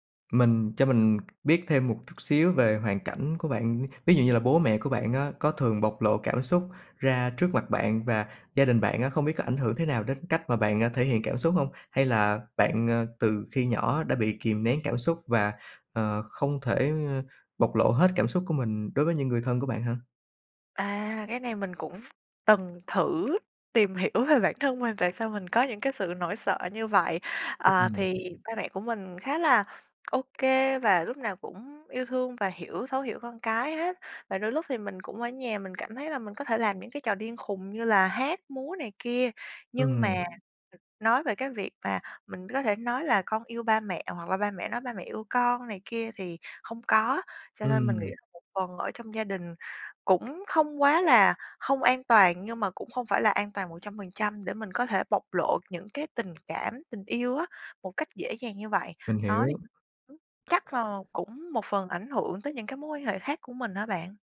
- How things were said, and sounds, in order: tapping; other background noise; unintelligible speech
- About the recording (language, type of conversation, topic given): Vietnamese, advice, Vì sao bạn thường che giấu cảm xúc thật với người yêu hoặc đối tác?
- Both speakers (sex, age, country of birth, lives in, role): female, 25-29, Vietnam, Vietnam, user; male, 25-29, Vietnam, Vietnam, advisor